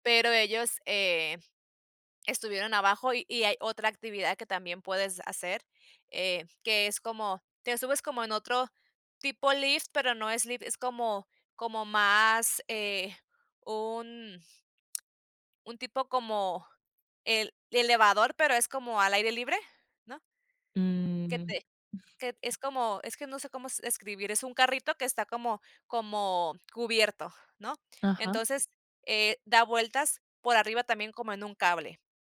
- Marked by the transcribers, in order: in English: "lift"; in English: "lift"; other background noise
- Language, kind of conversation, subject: Spanish, podcast, ¿Qué paisaje natural te ha marcado y por qué?